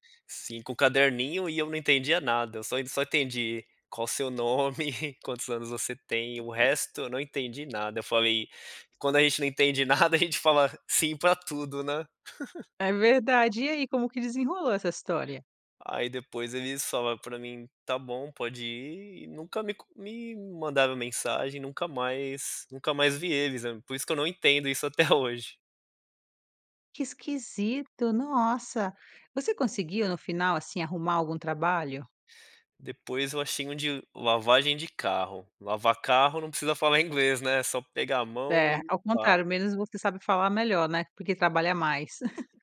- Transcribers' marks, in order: chuckle; laugh
- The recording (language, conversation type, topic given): Portuguese, podcast, Como foi o momento em que você se orgulhou da sua trajetória?